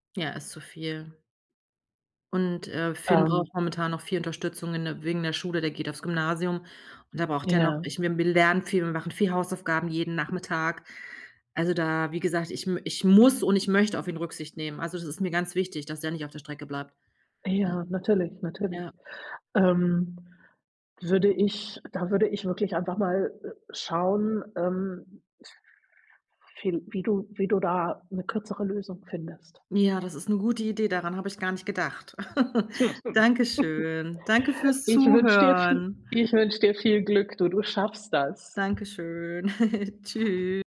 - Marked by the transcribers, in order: other background noise; stressed: "muss"; other noise; laugh; chuckle; drawn out: "Dankeschön"; drawn out: "Zuhören"
- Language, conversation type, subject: German, advice, Denkst du über einen Berufswechsel oder eine komplette Karriereänderung nach?